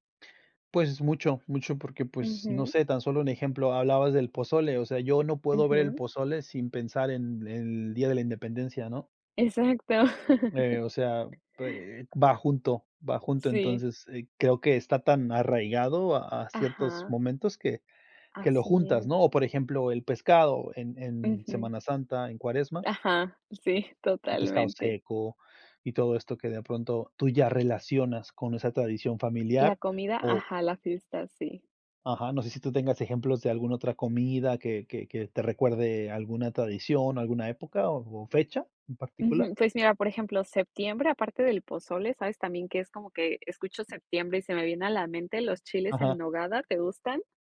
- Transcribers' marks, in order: chuckle; laughing while speaking: "sí"; tapping
- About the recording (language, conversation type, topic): Spanish, unstructured, ¿Qué papel juega la comida en la identidad cultural?